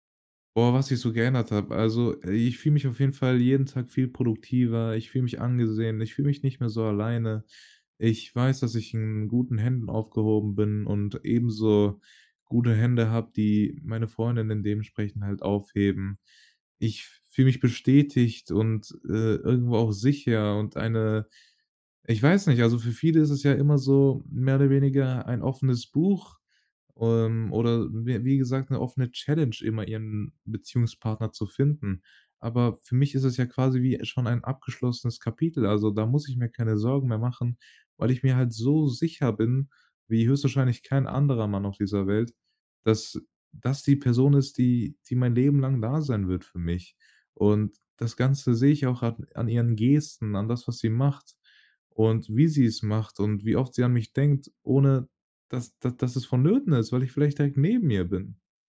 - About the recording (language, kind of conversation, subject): German, podcast, Wann hat ein Zufall dein Leben komplett verändert?
- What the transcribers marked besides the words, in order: in English: "Challenge"